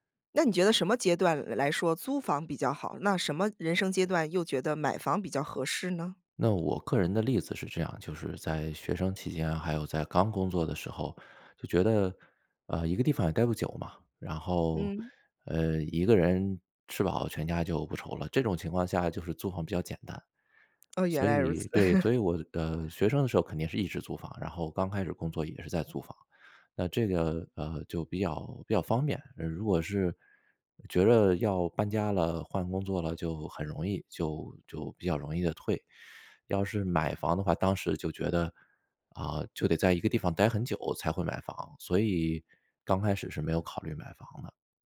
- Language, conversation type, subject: Chinese, podcast, 你会如何权衡买房还是租房？
- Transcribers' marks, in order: laugh